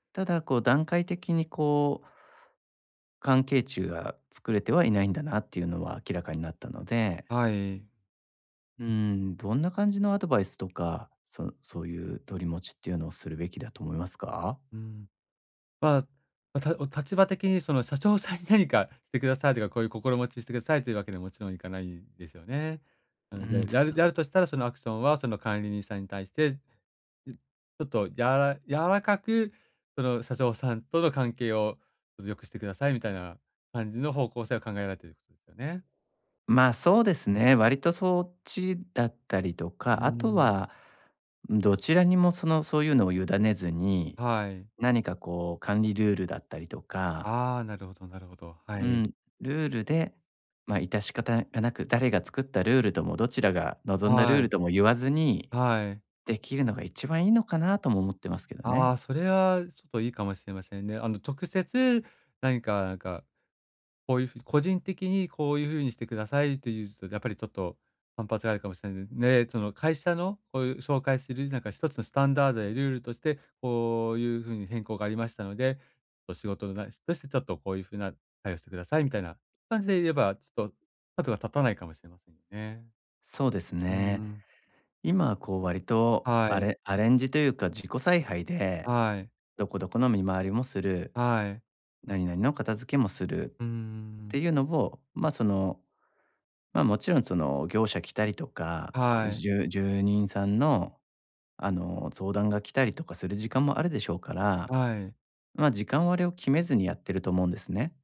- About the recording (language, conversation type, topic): Japanese, advice, 職場で失った信頼を取り戻し、関係を再構築するにはどうすればよいですか？
- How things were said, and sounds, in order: unintelligible speech